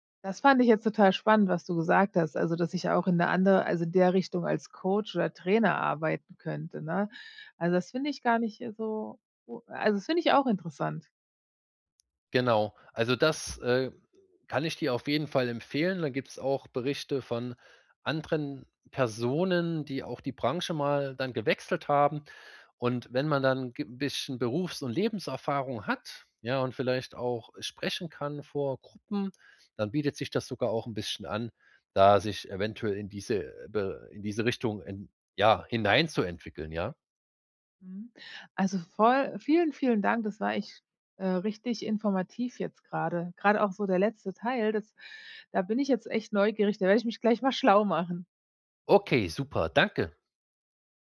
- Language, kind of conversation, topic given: German, advice, Ist jetzt der richtige Zeitpunkt für einen Jobwechsel?
- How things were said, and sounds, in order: tapping